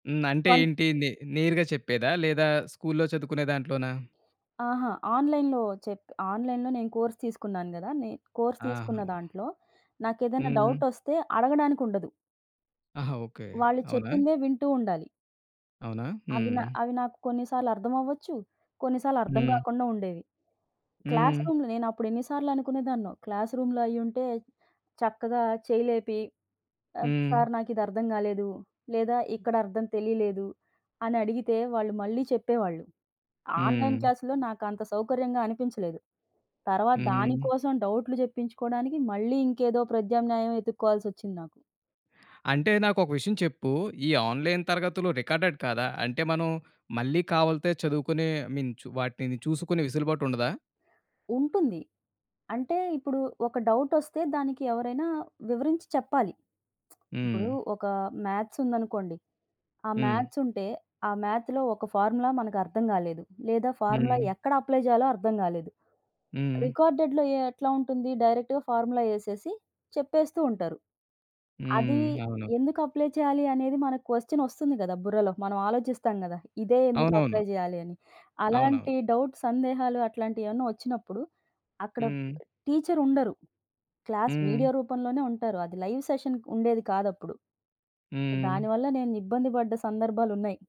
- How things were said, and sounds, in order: in English: "ఆన్‍లైన్‍లో"; in English: "ఆన్‍లైన్‍లో"; in English: "కోర్స్"; in English: "కోర్స్"; in English: "క్లాస్‌రూమ్‌లో"; in English: "క్లాస్‌రూమ్‌లో"; in English: "క్లాస్‌లో"; in English: "ఆన్లైన్"; in English: "రికార్డెడ్"; in English: "ఐ మీన్"; tsk; in English: "మ్యాథ్స్"; in English: "మ్యాథ్స్"; in English: "మ్యాథ్‌లో"; in English: "ఫార్ములా"; in English: "ఫార్ములా"; in English: "అప్లై"; in English: "రికార్డెడ్‌లో"; in English: "డైరెక్ట్‌గా ఫార్ములా"; in English: "అప్లై"; drawn out: "హ్మ్"; in English: "క్వెశ్చన్"; in English: "అప్లై"; in English: "డౌట్స్"; in English: "లైవ్ సెషన్"
- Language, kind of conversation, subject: Telugu, podcast, ఆన్‌లైన్ విద్యపై మీ అభిప్రాయం ఏమిటి?